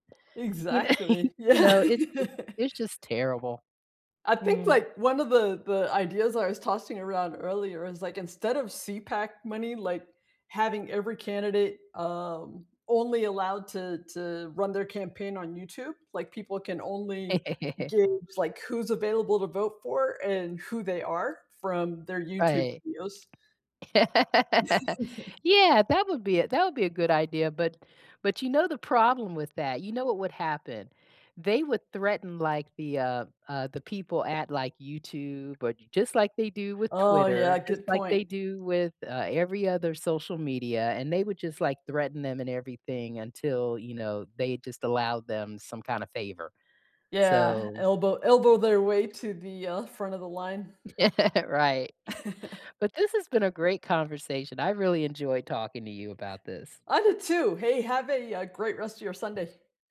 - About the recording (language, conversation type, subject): English, unstructured, Why do some people believe that politics is full of corruption?
- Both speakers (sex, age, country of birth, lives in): female, 45-49, United States, United States; female, 55-59, United States, United States
- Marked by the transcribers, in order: laughing while speaking: "kn"; laughing while speaking: "Yeah"; laugh; tapping; laugh; laughing while speaking: "Yeah"; other background noise; laugh